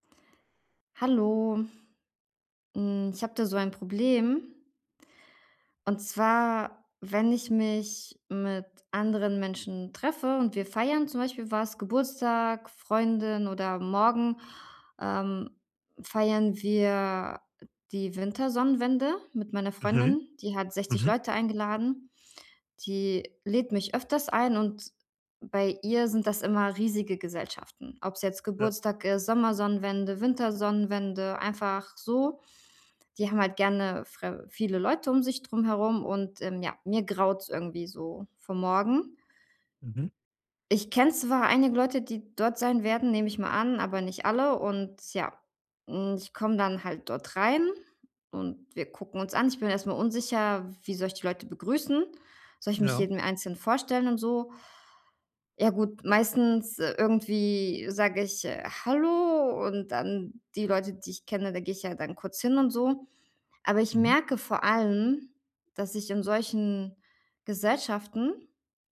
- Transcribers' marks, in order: none
- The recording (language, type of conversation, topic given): German, advice, Warum fühle ich mich bei Feiern mit Freunden oft ausgeschlossen?